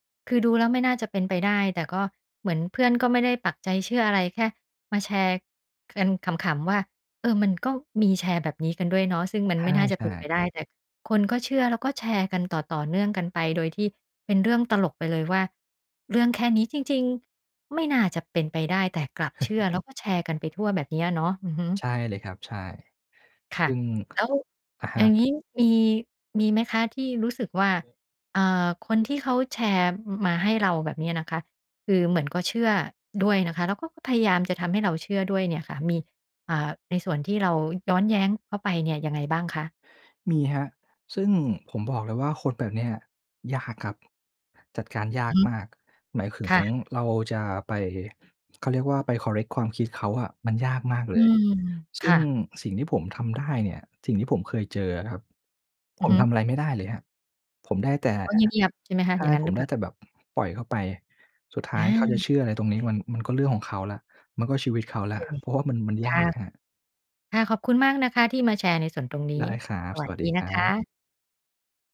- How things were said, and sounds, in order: chuckle; tongue click; other background noise; "ถึง" said as "คึง"; in English: "คอร์เรกต์"
- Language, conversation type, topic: Thai, podcast, การแชร์ข่าวที่ยังไม่ได้ตรวจสอบสร้างปัญหาอะไรบ้าง?